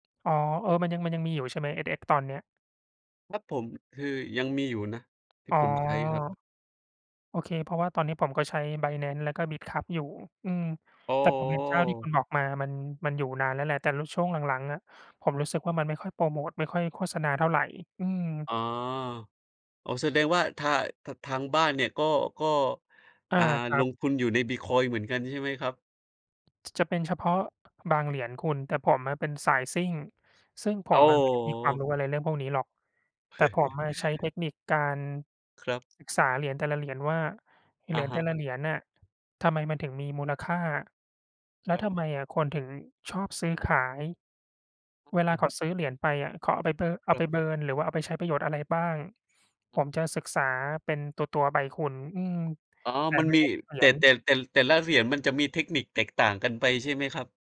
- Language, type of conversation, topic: Thai, unstructured, การเรียนรู้สิ่งใหม่ๆ ทำให้ชีวิตของคุณดีขึ้นไหม?
- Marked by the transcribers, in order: chuckle; in English: "เบิร์น"